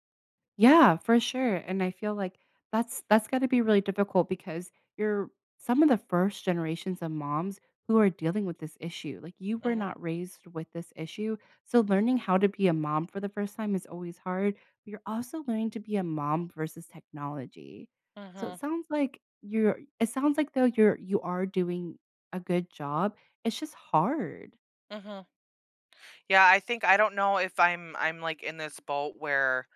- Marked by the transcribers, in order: none
- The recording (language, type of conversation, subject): English, advice, How can I prioritize and manage my responsibilities so I stop feeling overwhelmed?
- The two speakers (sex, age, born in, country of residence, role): female, 35-39, United States, United States, advisor; female, 35-39, United States, United States, user